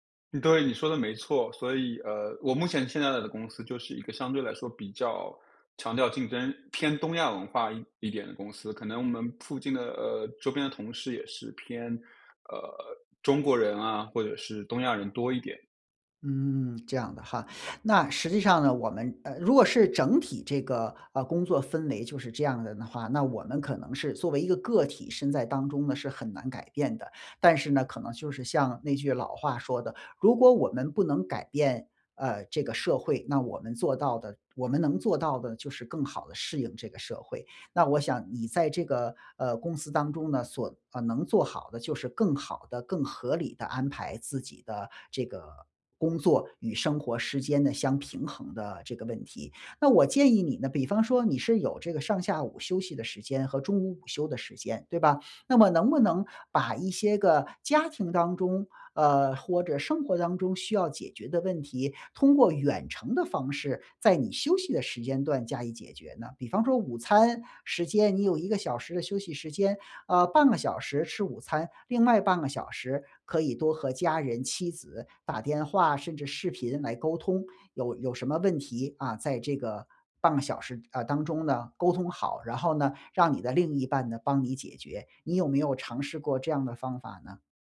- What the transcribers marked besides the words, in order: "附近" said as "铺近"; tapping; "或者" said as "嚯者"
- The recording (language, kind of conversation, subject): Chinese, advice, 工作和生活时间总是冲突，我该怎么安排才能兼顾两者？